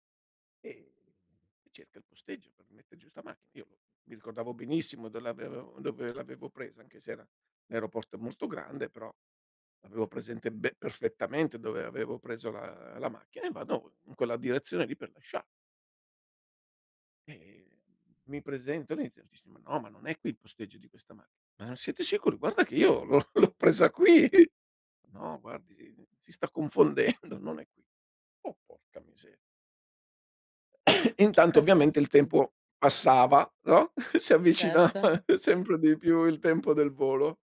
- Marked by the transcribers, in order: laugh; laughing while speaking: "l'ho presa qui"; laughing while speaking: "confondendo"; sneeze; other background noise; giggle; laughing while speaking: "avvicinava"; tapping
- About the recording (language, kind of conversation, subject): Italian, podcast, Hai una storia divertente su un imprevisto capitato durante un viaggio?